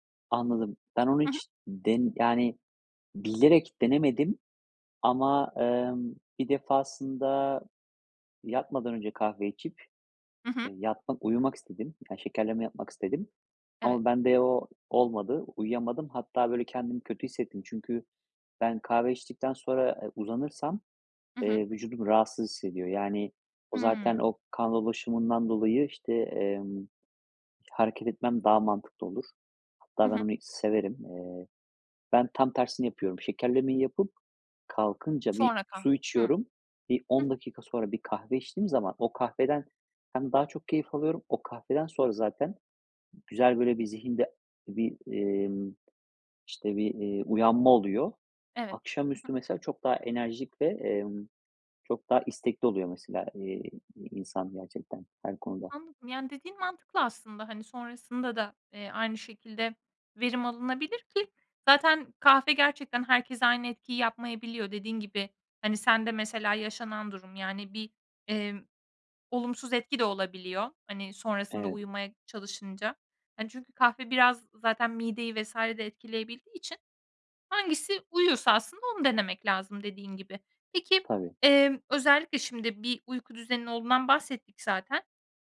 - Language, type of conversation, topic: Turkish, podcast, Uyku düzeninin zihinsel sağlığa etkileri nelerdir?
- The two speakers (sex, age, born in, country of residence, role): female, 25-29, Turkey, Estonia, host; male, 35-39, Turkey, Spain, guest
- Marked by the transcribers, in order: other background noise